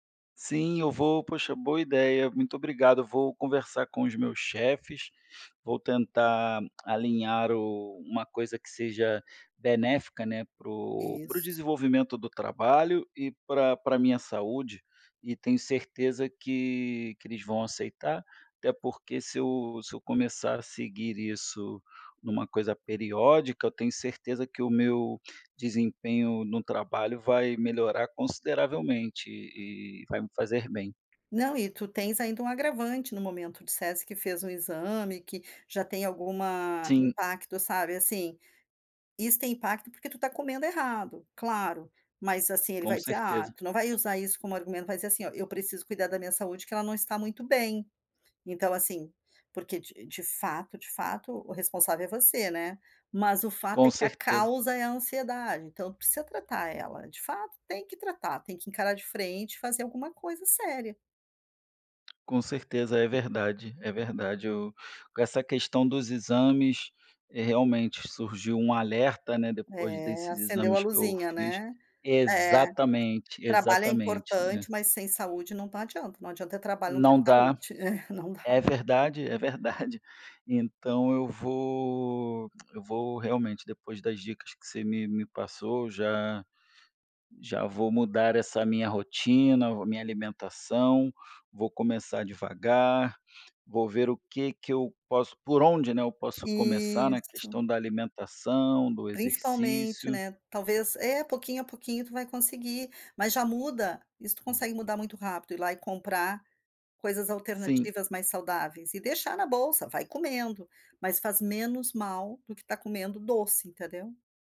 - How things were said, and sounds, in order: other background noise; tapping; laugh
- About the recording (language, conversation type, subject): Portuguese, advice, Como é para você comer por ansiedade ou stress e sentir culpa depois?